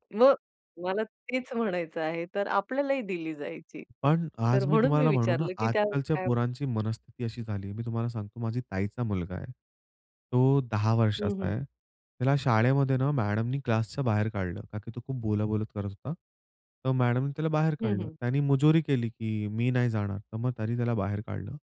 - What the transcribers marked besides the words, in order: other noise; other background noise
- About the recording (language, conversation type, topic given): Marathi, podcast, घरात मोबाईल वापराचे नियम कसे ठरवावेत?